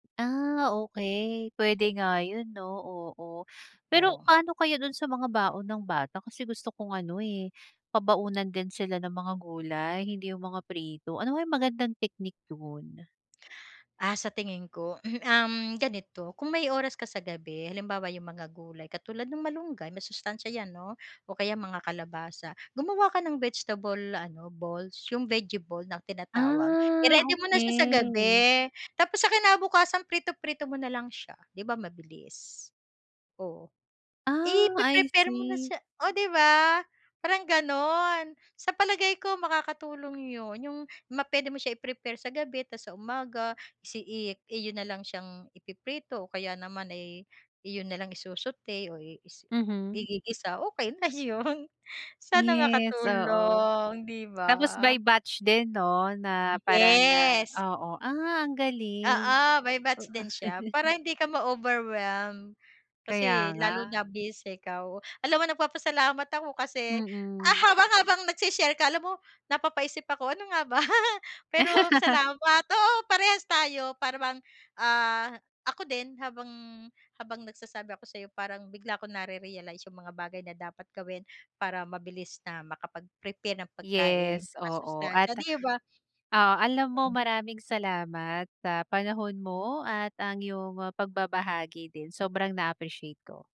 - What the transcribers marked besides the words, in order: gasp; gasp; gasp; throat clearing; gasp; gasp; laughing while speaking: "'yun"; chuckle; gasp; joyful: "haba habang nag-se-share ka"; laugh; joyful: "oo, parehas tayo"; gasp
- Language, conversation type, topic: Filipino, advice, Paano ako makapaghahanda ng mabilis at masustansyang ulam para sa pamilya?